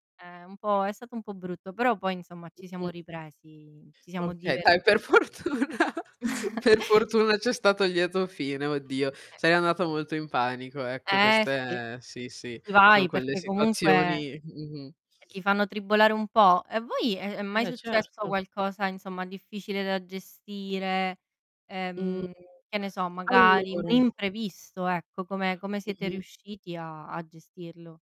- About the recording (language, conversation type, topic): Italian, unstructured, Come affronti le difficoltà durante un viaggio?
- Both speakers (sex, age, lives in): female, 20-24, Italy; female, 30-34, Italy
- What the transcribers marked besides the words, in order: distorted speech; laughing while speaking: "per fortuna"; chuckle; other background noise; tapping; stressed: "imprevisto"